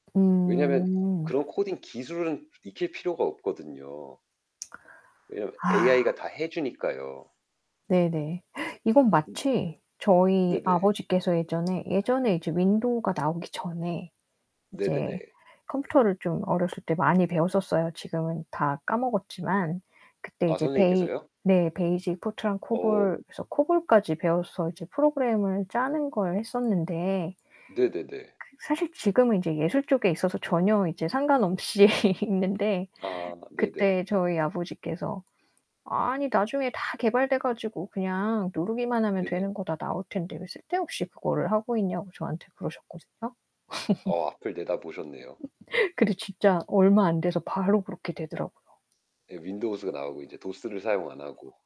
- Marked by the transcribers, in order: static; other background noise; sigh; distorted speech; tapping; laughing while speaking: "상관없이"; laugh
- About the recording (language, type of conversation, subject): Korean, unstructured, 새로운 기술은 우리 삶에 어떤 영향을 미쳤나요?